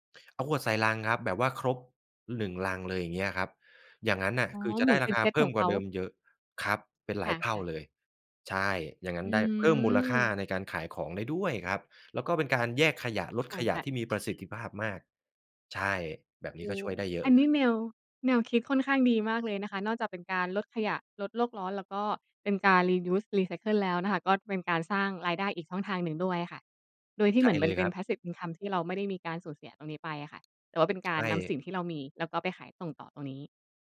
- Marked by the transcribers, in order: in English: "passive income"
- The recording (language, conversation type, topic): Thai, podcast, คุณมีวิธีลดขยะในชีวิตประจำวันยังไงบ้าง?